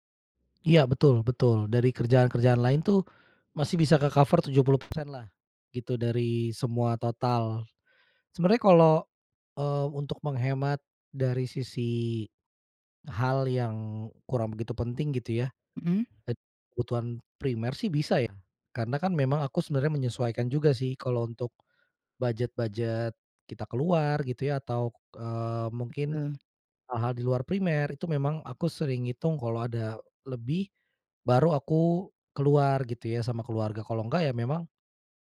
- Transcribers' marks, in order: in English: "ke-cover"
- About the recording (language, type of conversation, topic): Indonesian, advice, Bagaimana cara menghadapi ketidakpastian keuangan setelah pengeluaran mendadak atau penghasilan menurun?